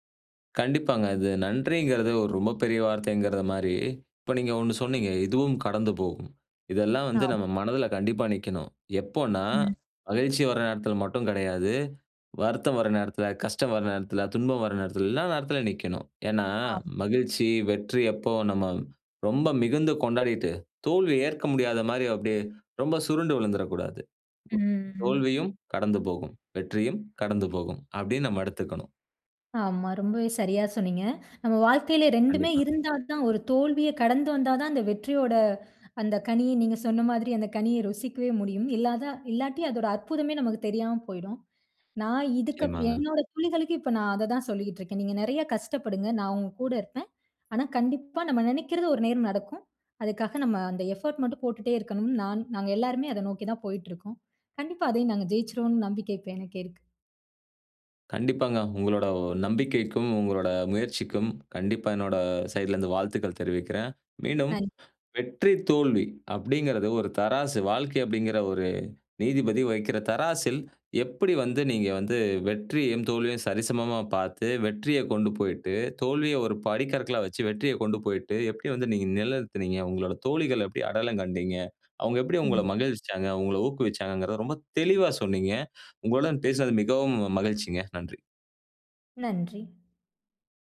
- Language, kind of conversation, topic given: Tamil, podcast, தோல்வியிலிருந்து நீங்கள் கற்றுக்கொண்ட வாழ்க்கைப் பாடம் என்ன?
- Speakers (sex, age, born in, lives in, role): female, 20-24, India, India, guest; male, 35-39, India, Finland, host
- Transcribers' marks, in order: in English: "எஃபோர்ட்"; "அடையாளம்" said as "அடயளம்"